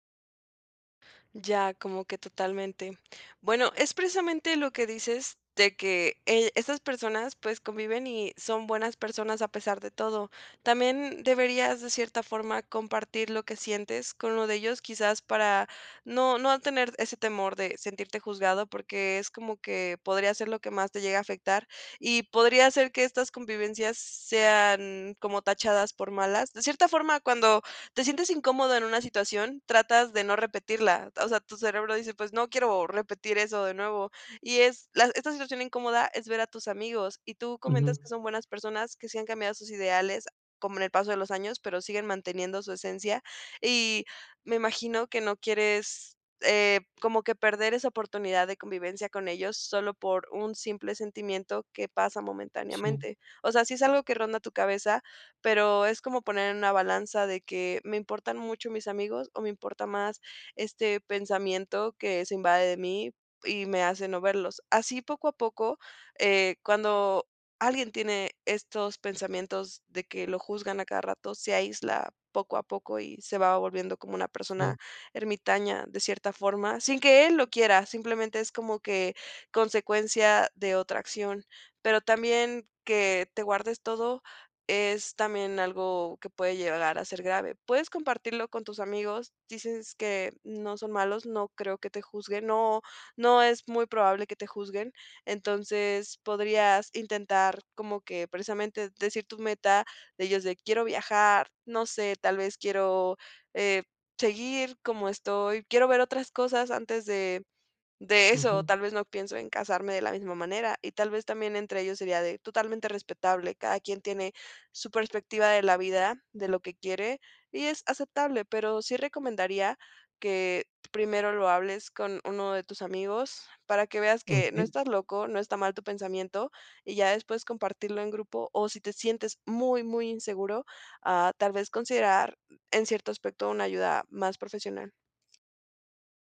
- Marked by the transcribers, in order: other background noise
- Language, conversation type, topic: Spanish, advice, ¿Cómo puedo aceptar mi singularidad personal cuando me comparo con los demás y me siento inseguro?